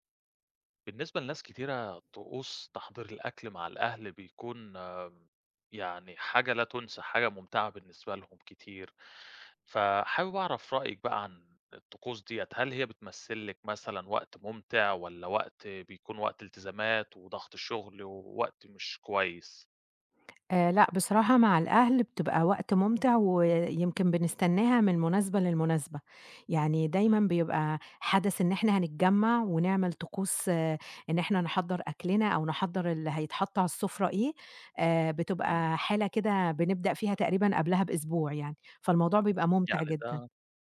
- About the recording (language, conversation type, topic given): Arabic, podcast, إيه طقوس تحضير الأكل مع أهلك؟
- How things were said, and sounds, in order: none